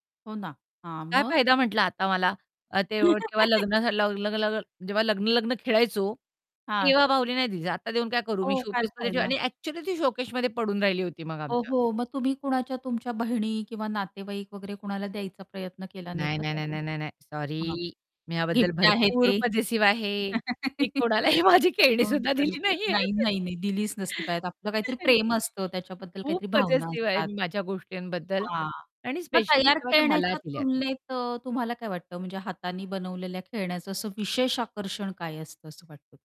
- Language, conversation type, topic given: Marathi, podcast, तुमच्या बालपणी तुम्ही खेळणी स्वतः बनवत होतात का?
- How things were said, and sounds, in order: chuckle; unintelligible speech; distorted speech; tapping; unintelligible speech; static; stressed: "सॉरी"; laugh; stressed: "भरपूर"; in English: "पजेसिव्ह"; laughing while speaking: "कोणालाही माझी खेळणी सुद्धा दिली नाहीयेत"; chuckle; in English: "पजेसिव्ह"; other background noise